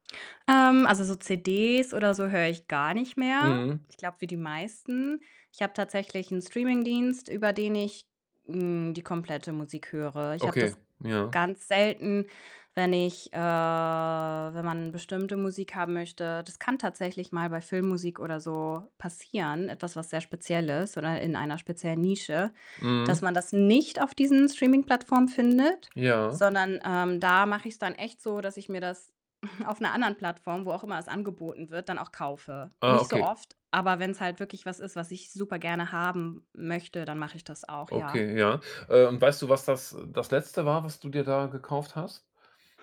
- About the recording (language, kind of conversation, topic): German, podcast, Wie wichtig ist Musik für einen Film, deiner Meinung nach?
- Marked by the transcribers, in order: distorted speech; drawn out: "äh"; other background noise; chuckle